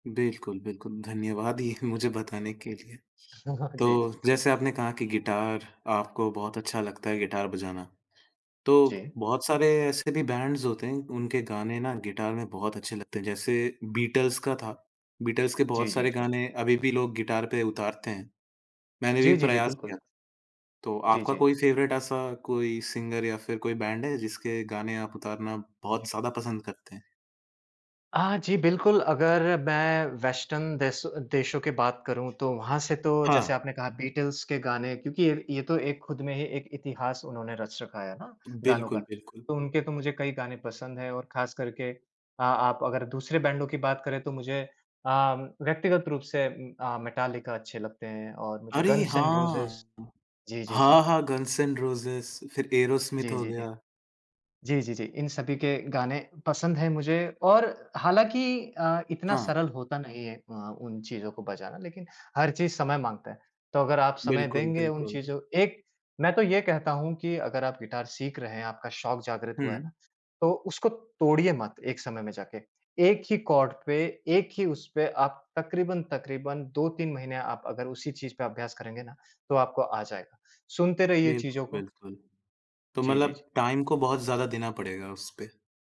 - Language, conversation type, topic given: Hindi, podcast, आपका पसंदीदा शौक कौन-सा है, और आपने इसे कैसे शुरू किया?
- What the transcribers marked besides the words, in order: laughing while speaking: "ये"; laugh; in English: "बैंड्स"; in English: "फेवरेट"; in English: "सिंगर"; in English: "वेस्टर्न"; in English: "बीटल्स"; in English: "मेटालिका"; in English: "गन्स एण्ड रोज़ेज़"; in English: "टाइम"